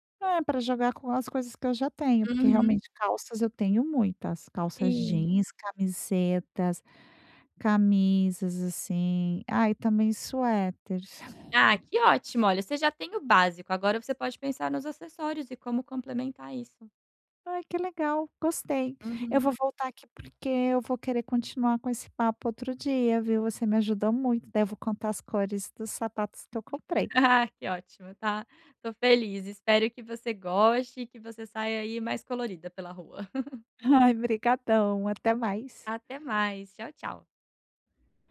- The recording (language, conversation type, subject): Portuguese, advice, Como posso escolher roupas que me caiam bem e me façam sentir bem?
- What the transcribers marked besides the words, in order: laugh; laugh